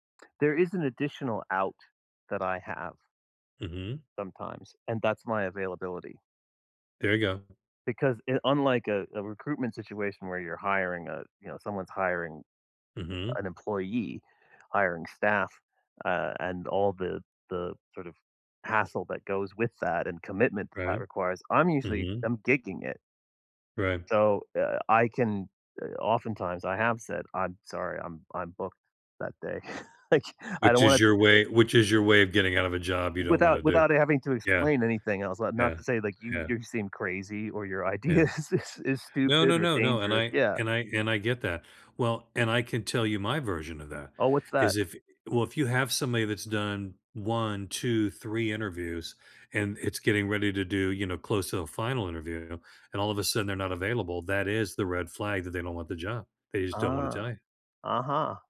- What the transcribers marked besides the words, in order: tapping; chuckle; laughing while speaking: "Like"; laughing while speaking: "idea is is"
- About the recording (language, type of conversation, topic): English, unstructured, How can you persuade someone without arguing?